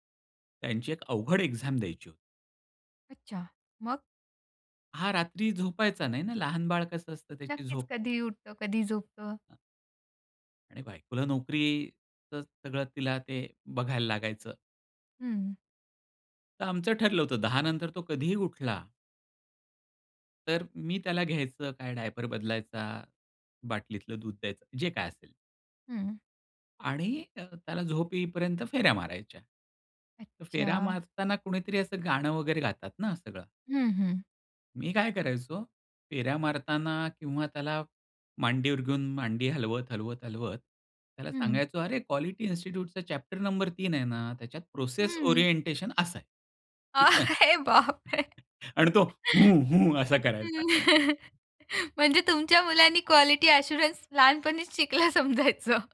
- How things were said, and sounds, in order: tapping; in English: "क्वालिटी इन्स्टिट्यूटचा चॅप्टर नंबर"; laugh; laughing while speaking: "अरे बाप रे!"; in English: "प्रोसेस ओरिएंटेशन"; chuckle; laughing while speaking: "म्हणजे तुमच्या मुलांनी क्वालिटी अश्युरंस लहानपणीच शिकला समजायचं"; unintelligible speech; chuckle; put-on voice: "हू, हू"; chuckle; in English: "क्वालिटी अश्युरंस"
- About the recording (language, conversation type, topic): Marathi, podcast, स्वतःच्या जोरावर एखादी नवीन गोष्ट शिकायला तुम्ही सुरुवात कशी करता?